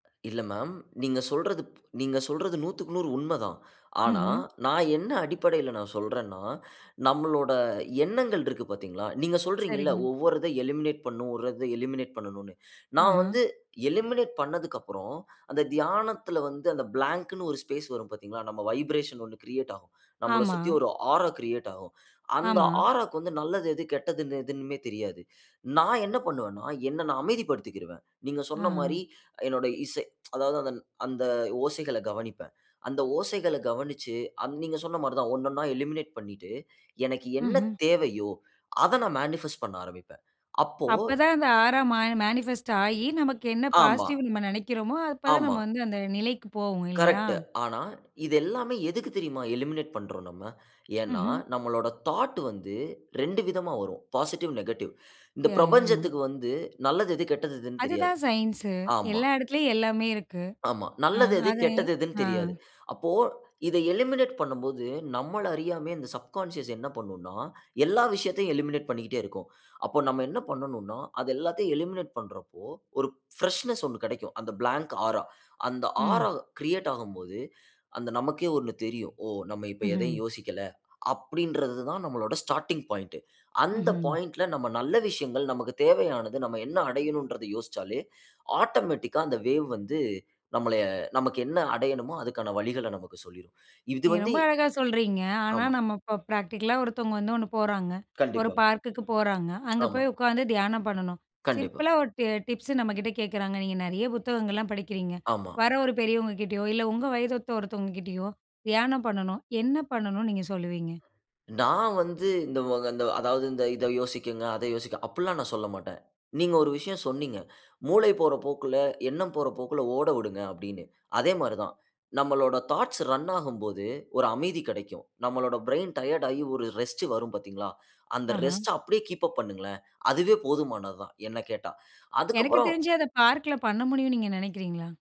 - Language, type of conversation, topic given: Tamil, podcast, ஒரு பூங்காவில் தியானத்தை எப்படித் தொடங்கலாம்?
- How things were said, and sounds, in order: in English: "எலிமினேட்"; in English: "எலிமினேட்"; in English: "எலிமினேட்"; in English: "பிளாங்க்னு"; in English: "ஸ்பேஸ்"; in English: "வைப்ரேஷன்"; in English: "கிரியேட்"; in English: "ஆரா கிரியேட்"; in English: "ஆராக்கு"; tsk; in English: "எலிமினேட்"; in English: "மேனிஃபெஸ்ட்"; in English: "ஆரா மா மேனிஃபெஸ்ட்"; in English: "பாசிட்டிவ்"; other noise; in English: "எலிமினேட்"; in English: "தாட்"; in English: "பாசிட்டிவ், நெகட்டிவ்"; in English: "யா, யா"; in English: "சயின்ஸு"; in English: "எலிமினேட்"; in English: "சப்கான்ஷியஸ்"; in English: "எலிமினேட்"; in English: "எலிமினேட்"; in English: "பிரஷ்னெஸ்"; in English: "பிளாங்க் ஆரா"; in English: "ஆரா கிரியேட்"; in English: "ஸ்டார்ட்டிங் பாயிண்ட்"; in English: "பாயிண்ட்ல"; in English: "ஆட்டோமேட்டிக்கா"; in English: "வேவ்"; in English: "பிராக்டிக்கலா"; in English: "சிம்பிளா"; "யோசியுங்க" said as "யோசிக்கங்க"; in English: "தாட்ஸ் ரன்"; in English: "பிரெயின் டயர்ட்"; in English: "கீப் அப்"